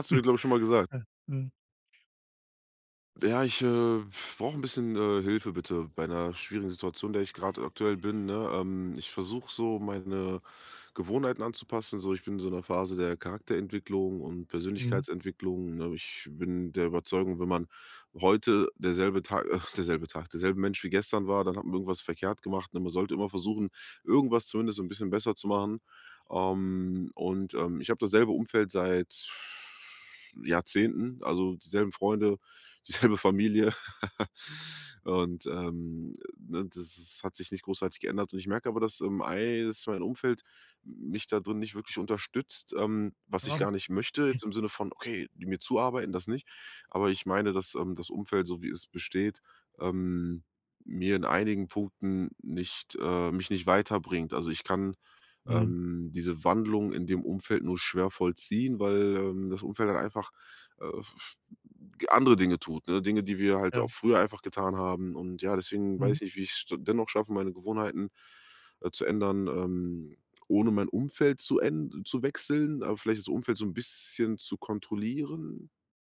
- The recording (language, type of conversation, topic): German, advice, Wie kann ich mein Umfeld nutzen, um meine Gewohnheiten zu ändern?
- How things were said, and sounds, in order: snort; other background noise; other noise; other animal sound; laughing while speaking: "selbe Familie"; chuckle; unintelligible speech; snort